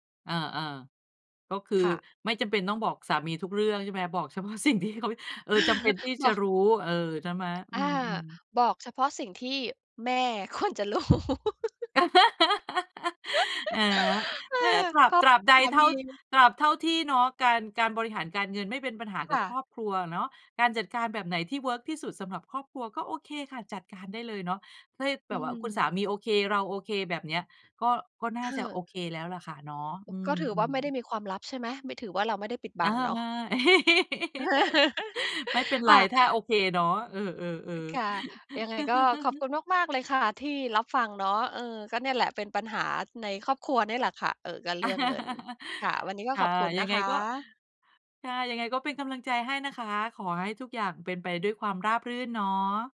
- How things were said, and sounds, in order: laughing while speaking: "เฉพาะสิ่งที่เขา"; chuckle; other background noise; laughing while speaking: "ควรจะรู้"; chuckle; laugh; chuckle; chuckle; chuckle; chuckle
- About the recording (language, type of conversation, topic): Thai, advice, จะเริ่มคุยเรื่องการเงินกับคนในครอบครัวยังไงดีเมื่อฉันรู้สึกกังวลมาก?